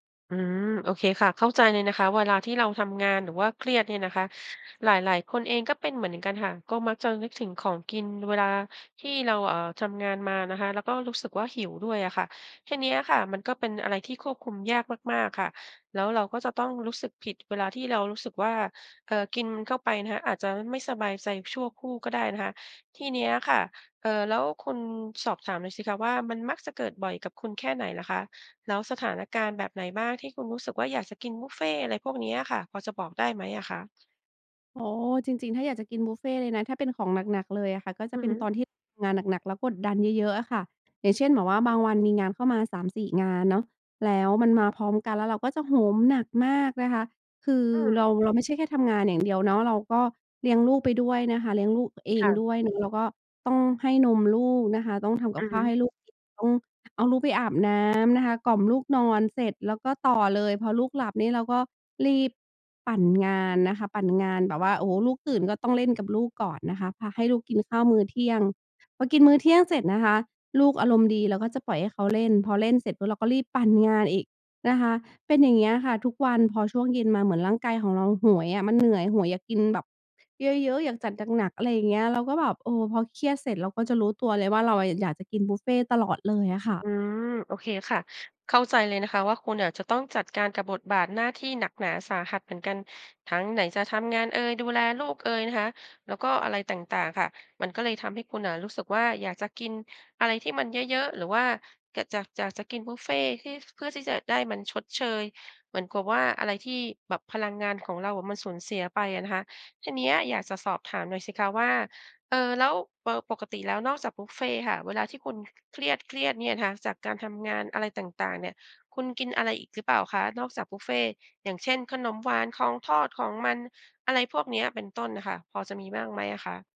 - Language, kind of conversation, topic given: Thai, advice, ฉันควรทำอย่างไรเมื่อเครียดแล้วกินมากจนควบคุมตัวเองไม่ได้?
- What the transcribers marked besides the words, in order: other background noise; other noise; tapping